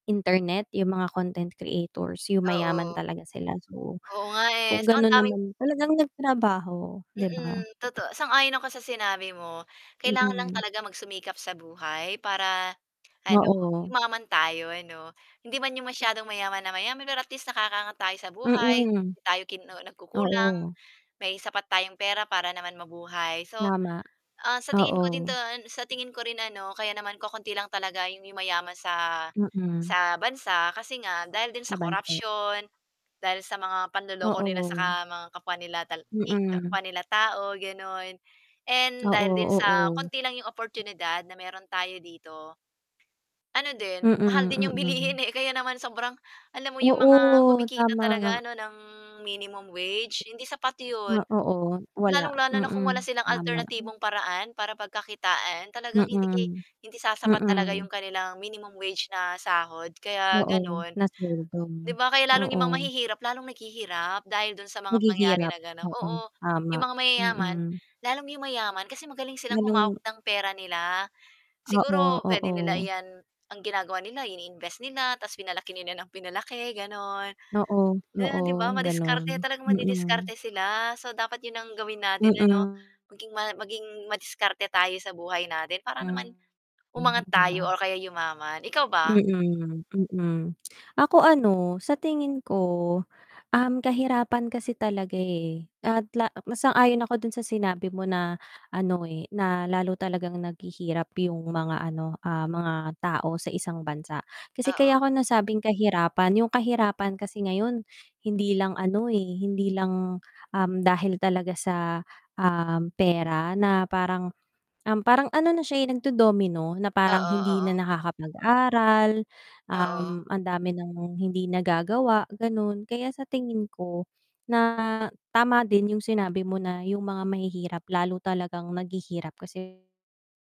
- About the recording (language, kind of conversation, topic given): Filipino, unstructured, Sa tingin mo ba tama lang na iilan lang sa bansa ang mayaman?
- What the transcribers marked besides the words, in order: static; distorted speech; tapping; laughing while speaking: "bilihin eh"